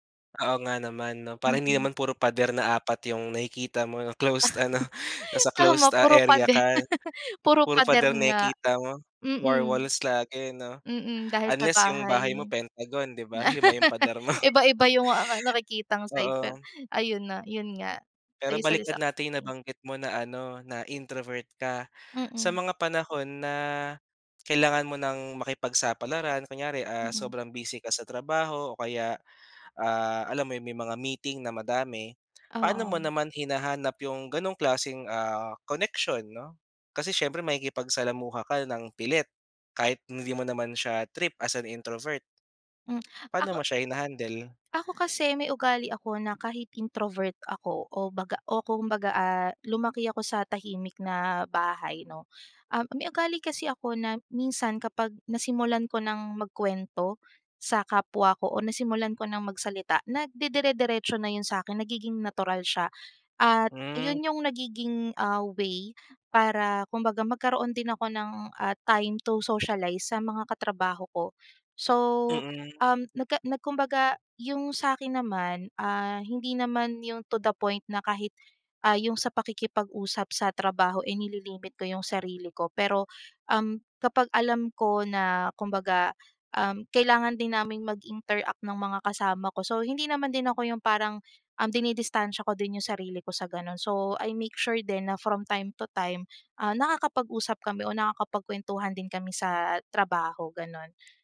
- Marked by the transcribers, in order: laugh; laughing while speaking: "Tama puro pader, puro pader"; chuckle; other background noise; in English: "war walls"; laugh; other noise; chuckle; unintelligible speech; tongue click; tongue click; tapping
- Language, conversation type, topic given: Filipino, podcast, Ano ang simpleng ginagawa mo para hindi maramdaman ang pag-iisa?